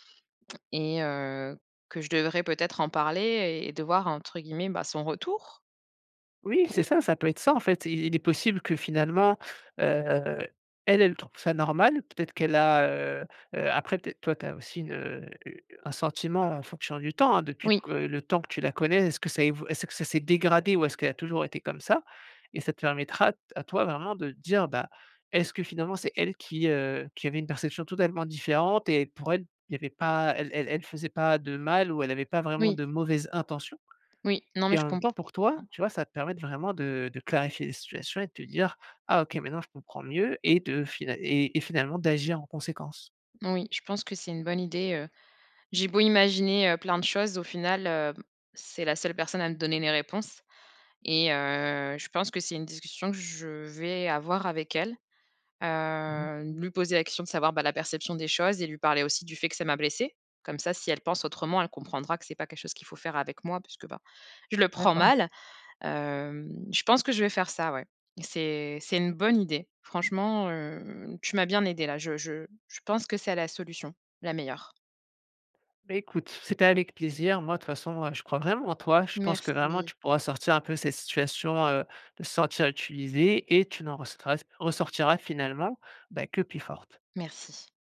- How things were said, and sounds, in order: drawn out: "Heu"
- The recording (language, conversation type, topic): French, advice, Comment te sens-tu quand un ami ne te contacte que pour en retirer des avantages ?
- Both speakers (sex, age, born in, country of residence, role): female, 30-34, France, France, user; male, 35-39, France, France, advisor